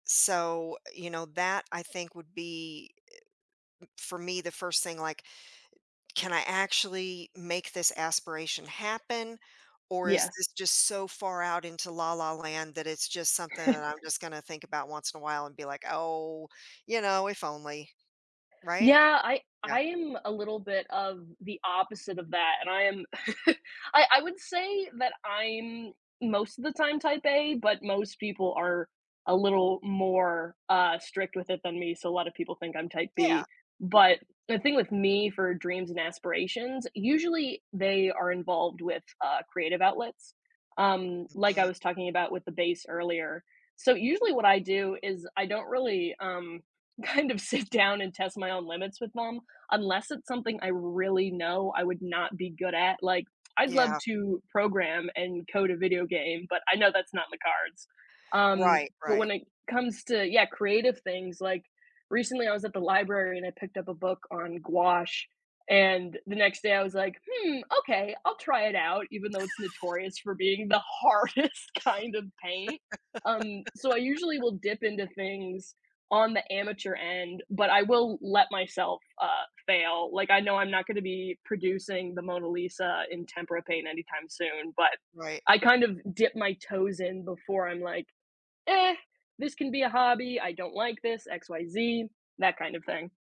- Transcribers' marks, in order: chuckle; chuckle; other background noise; laughing while speaking: "kind of sit"; tapping; laugh; laugh; laughing while speaking: "hardest"; stressed: "hardest"
- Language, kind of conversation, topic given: English, unstructured, How do your dreams influence the direction of your life?